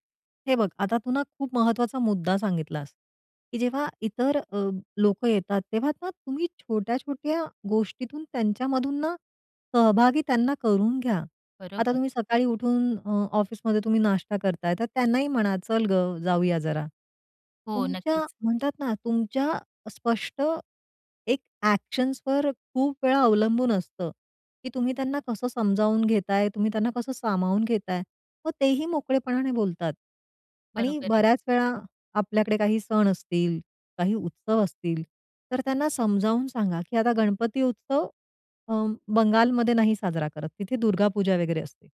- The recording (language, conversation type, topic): Marathi, podcast, नवीन लोकांना सामावून घेण्यासाठी काय करायचे?
- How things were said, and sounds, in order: other noise; other background noise; in English: "एक्शन्सवर"